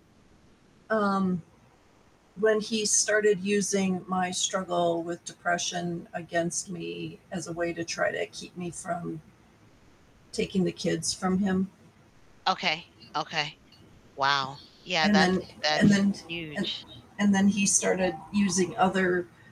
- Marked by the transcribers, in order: static; other background noise; siren
- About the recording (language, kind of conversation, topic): English, advice, How can I rebuild trust in my romantic partner after it's been broken?